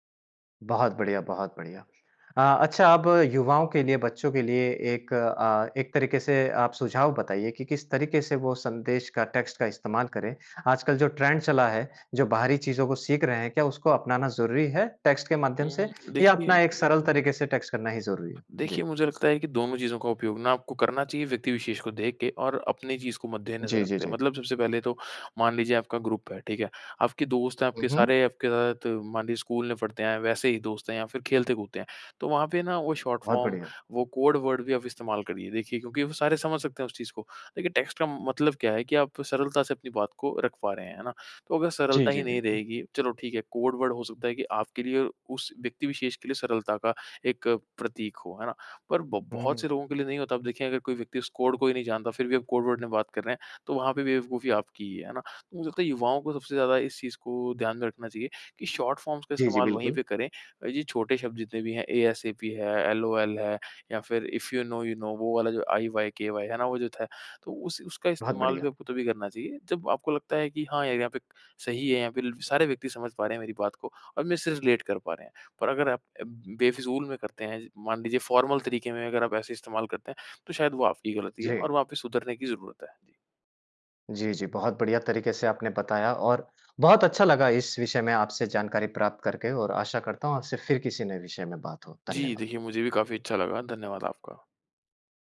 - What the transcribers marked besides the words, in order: in English: "टेक्स्ट"; in English: "ट्रेंड"; in English: "टेक्स्ट"; tapping; other background noise; in English: "टेक्स्ट"; in English: "ग्रुप"; in English: "शॉर्ट फ़ॉर्म"; in English: "कोड वर्ड"; in English: "टेक्स्ट"; in English: "कोड वर्ड"; in English: "कोड"; in English: "कोड वर्ड"; in English: "शॉर्ट फ़ॉर्म्स"; in English: "एएसएपी"; in English: "एलओएल"; in English: "इफ यू नौ यू नौ"; in English: "आईवायकेवाय"; in English: "रिलेट"; in English: "फ़ॉर्मल"
- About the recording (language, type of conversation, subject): Hindi, podcast, टेक्स्ट संदेशों में गलतफहमियाँ कैसे कम की जा सकती हैं?